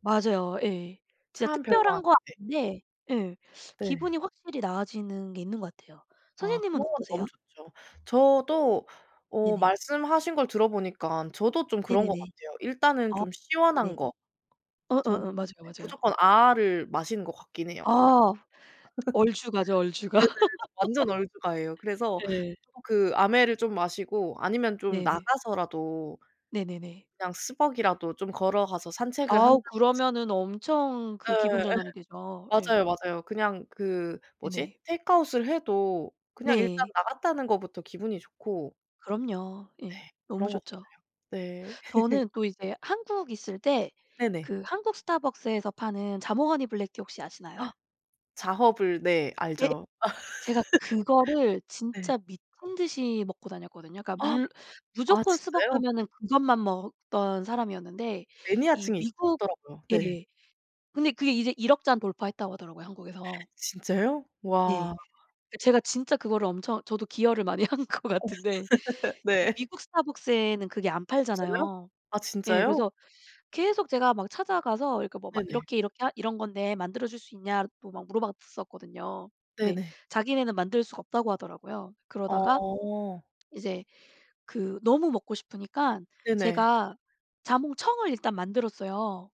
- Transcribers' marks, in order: other background noise; tapping; laugh; laughing while speaking: "얼죽아"; laugh; laugh; laugh; laugh; gasp; laugh; laughing while speaking: "한 것 같은데"
- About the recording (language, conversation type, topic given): Korean, unstructured, 스트레스를 받을 때 어떻게 대처하시나요?